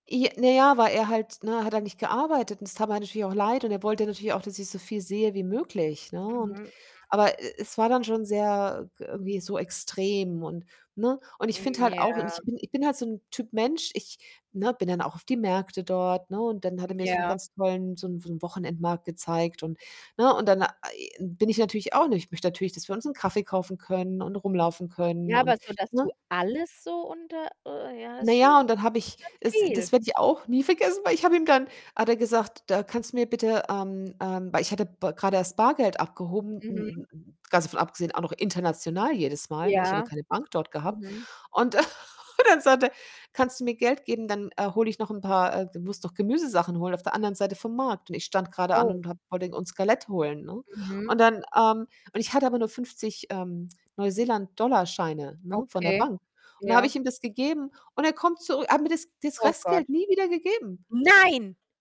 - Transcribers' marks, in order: distorted speech; other noise; other background noise; stressed: "alles"; laugh; unintelligible speech; unintelligible speech; unintelligible speech; surprised: "und er kommt zurü er … nie wieder gegeben"; surprised: "Nein"
- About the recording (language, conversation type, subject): German, unstructured, Wie wichtig ist es dir, Geld für Erlebnisse auszugeben?
- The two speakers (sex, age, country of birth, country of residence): female, 35-39, Germany, United States; female, 50-54, Germany, Germany